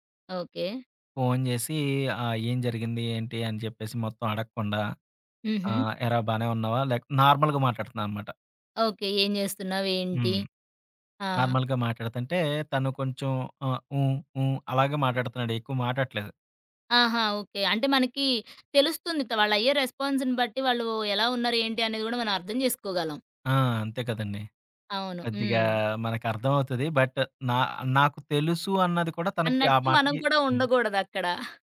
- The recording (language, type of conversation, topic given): Telugu, podcast, బాధపడుతున్న బంధువుని ఎంత దూరం నుంచి ఎలా సపోర్ట్ చేస్తారు?
- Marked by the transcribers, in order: in English: "నార్మల్‌గా"; in English: "నార్మల్‌గా"; in English: "రెస్పాన్స్‌ని"; giggle